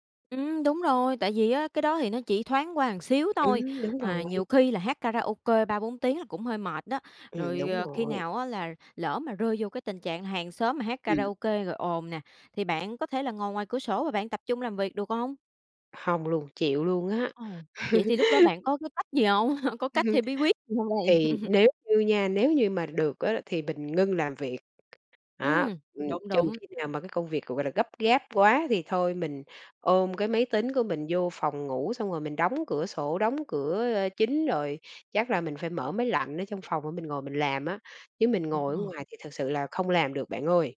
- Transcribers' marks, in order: "một" said as "ờn"; other background noise; laugh; tapping
- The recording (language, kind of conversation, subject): Vietnamese, podcast, Bạn sắp xếp góc làm việc ở nhà thế nào để tập trung được?